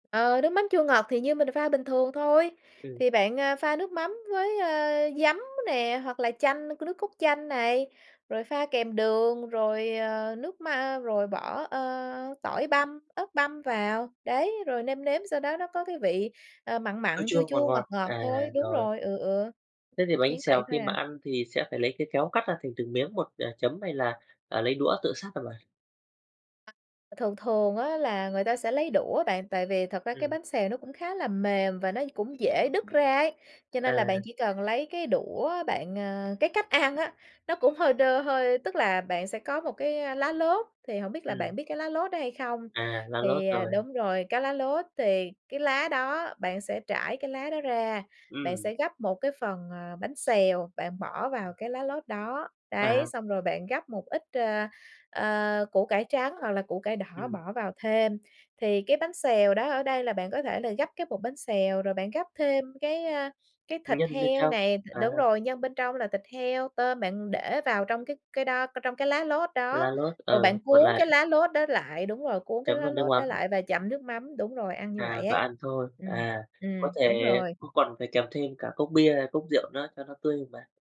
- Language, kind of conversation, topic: Vietnamese, podcast, Món ăn gia đình nào luôn làm bạn thấy ấm áp?
- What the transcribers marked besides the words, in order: tapping; other background noise; alarm